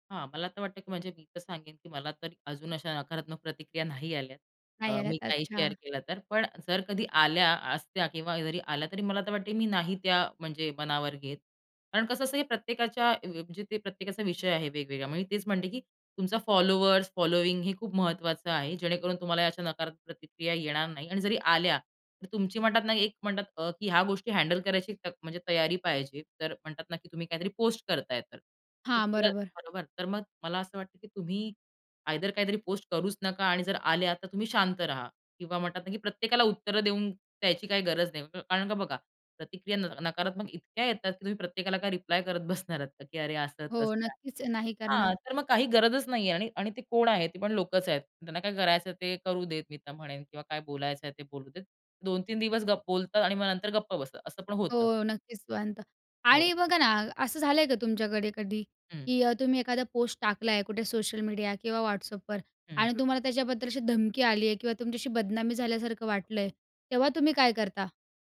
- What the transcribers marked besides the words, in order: other background noise; in English: "शेअर"; chuckle
- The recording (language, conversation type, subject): Marathi, podcast, शेअर केलेल्यानंतर नकारात्मक प्रतिक्रिया आल्या तर तुम्ही काय करता?